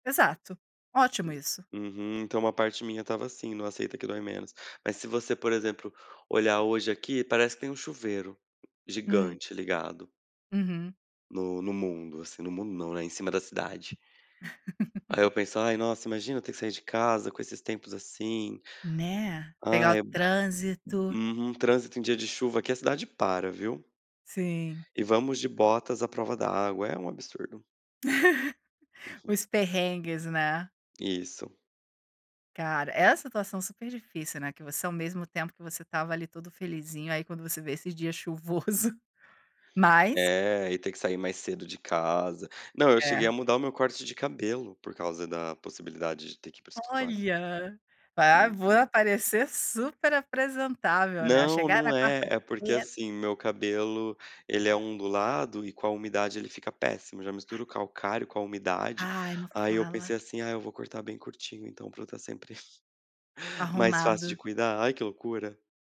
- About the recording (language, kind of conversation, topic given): Portuguese, advice, Como posso negociar minha carga de trabalho para evitar sobrecarga?
- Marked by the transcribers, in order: tapping; laugh; other background noise; laugh; laughing while speaking: "chuvoso"; chuckle